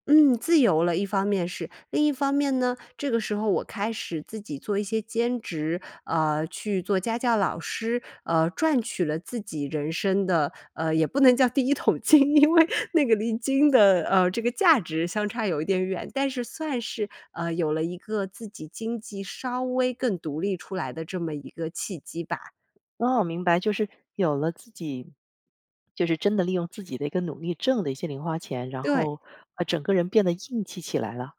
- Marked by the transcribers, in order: laughing while speaking: "第一桶金"
- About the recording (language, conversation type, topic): Chinese, podcast, 你是否有过通过穿衣打扮提升自信的经历？